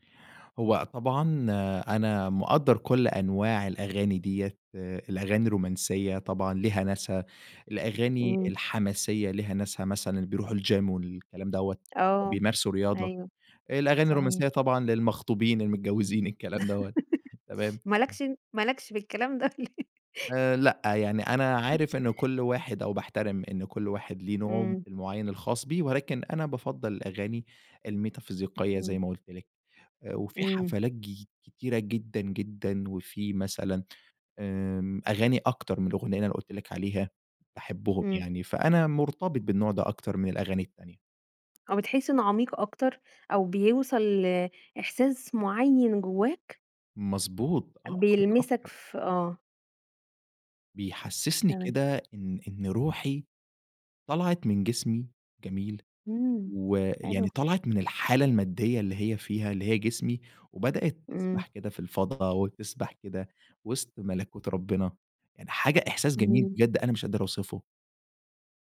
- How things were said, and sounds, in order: in English: "الgym"; laugh; tapping; laughing while speaking: "ده"; laugh; other background noise
- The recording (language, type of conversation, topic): Arabic, podcast, إيه دور الذكريات في حبّك لأغاني معيّنة؟